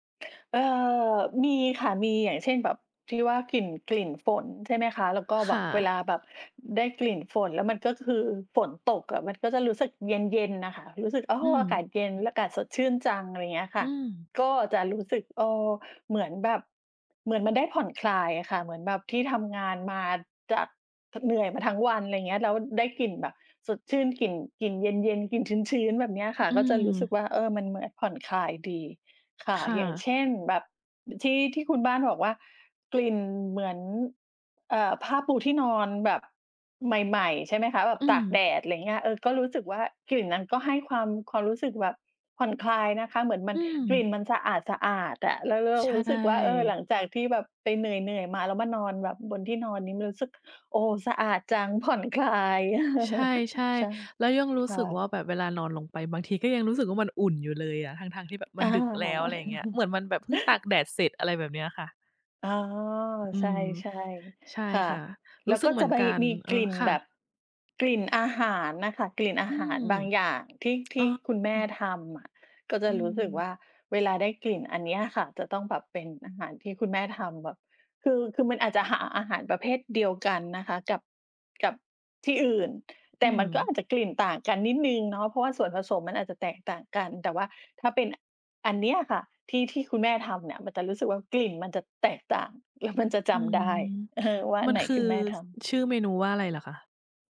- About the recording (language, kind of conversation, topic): Thai, unstructured, เคยมีกลิ่นอะไรที่ทำให้คุณนึกถึงความทรงจำเก่า ๆ ไหม?
- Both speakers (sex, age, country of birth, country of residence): female, 40-44, Thailand, Sweden; female, 40-44, Thailand, Thailand
- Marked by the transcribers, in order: laughing while speaking: "คลาย"; chuckle; chuckle; tsk